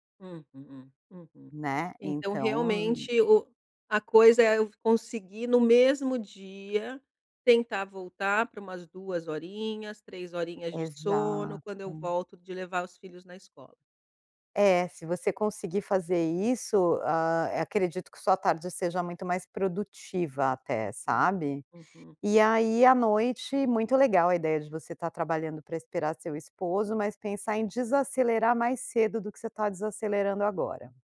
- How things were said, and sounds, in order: none
- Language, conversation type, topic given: Portuguese, advice, Como posso manter horários regulares mesmo com uma rotina variável?